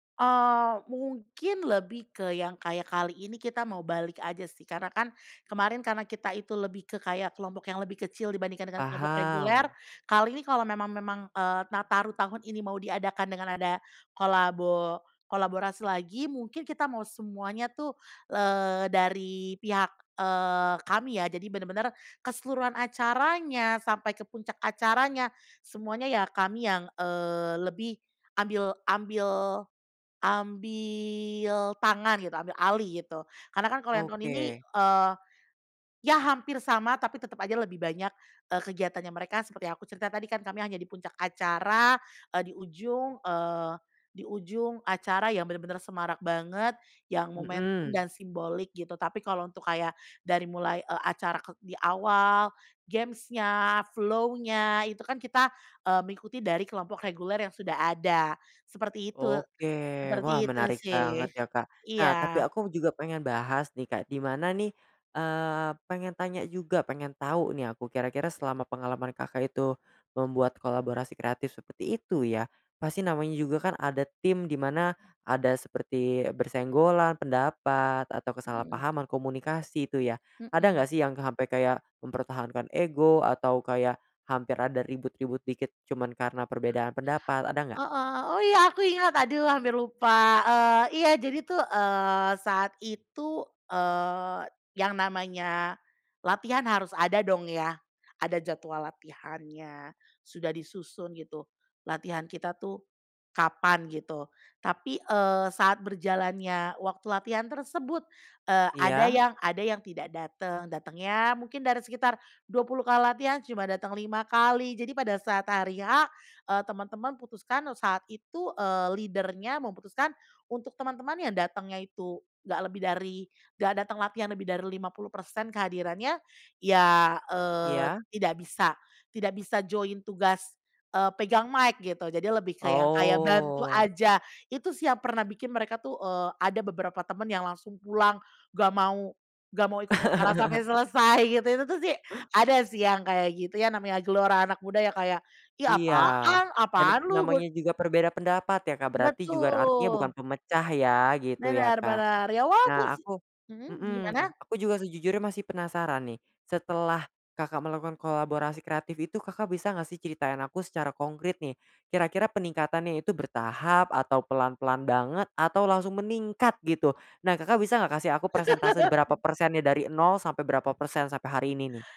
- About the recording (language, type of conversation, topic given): Indonesian, podcast, Ceritakan pengalaman kolaborasi kreatif yang paling berkesan buatmu?
- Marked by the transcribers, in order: in English: "flow-nya"; tapping; in English: "leader-nya"; in English: "mic"; drawn out: "Oh"; other background noise; laugh; lip smack; "wajar" said as "wata"; laugh